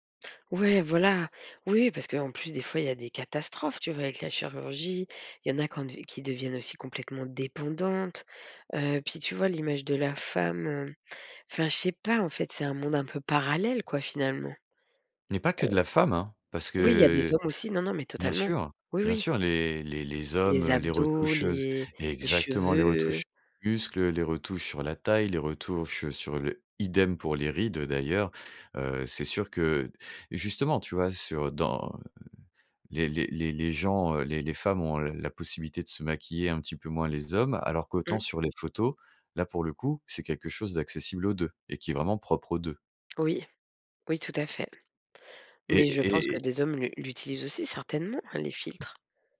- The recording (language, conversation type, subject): French, podcast, Que penses-tu des filtres de retouche sur les photos ?
- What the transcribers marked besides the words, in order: stressed: "parallèle"; other background noise